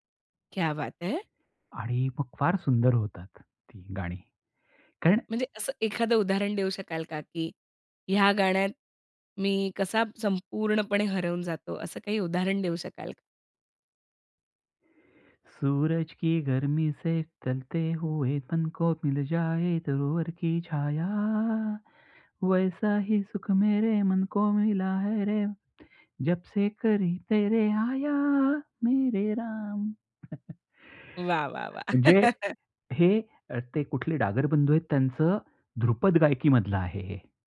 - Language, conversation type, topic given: Marathi, podcast, संगीताच्या लयींत हरवण्याचा तुमचा अनुभव कसा असतो?
- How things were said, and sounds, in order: in Hindi: "क्या बात है!"; other background noise; in Hindi: "सूरज की गर्मी से चलते … आया. मेरे राम"; singing: "सूरज की गर्मी से चलते … आया. मेरे राम"; chuckle; laugh